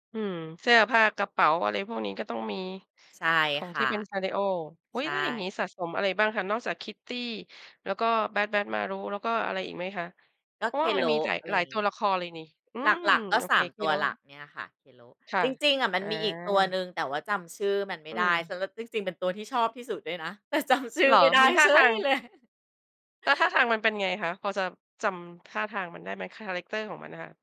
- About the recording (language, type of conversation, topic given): Thai, podcast, ตอนเด็กๆ คุณเคยสะสมอะไรบ้าง เล่าให้ฟังหน่อยได้ไหม?
- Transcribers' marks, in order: laughing while speaking: "แต่จำชื่อไม่ได้เฉยเลย"; stressed: "เฉย"; chuckle